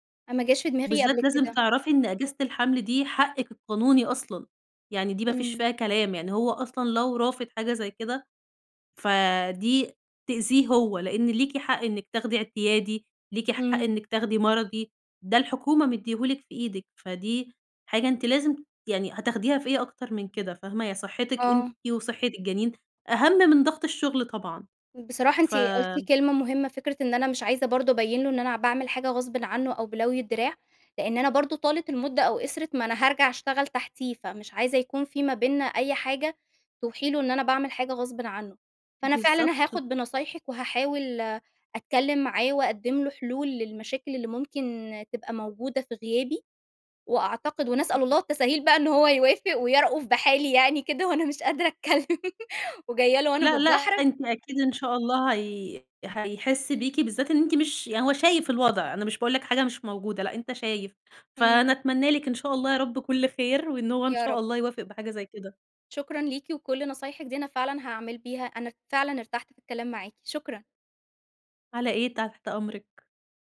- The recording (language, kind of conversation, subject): Arabic, advice, إزاي أطلب راحة للتعافي من غير ما مديري يفتكر إن ده ضعف؟
- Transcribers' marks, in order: tapping; unintelligible speech; laughing while speaking: "وأنا مش قادرة أتكلّم"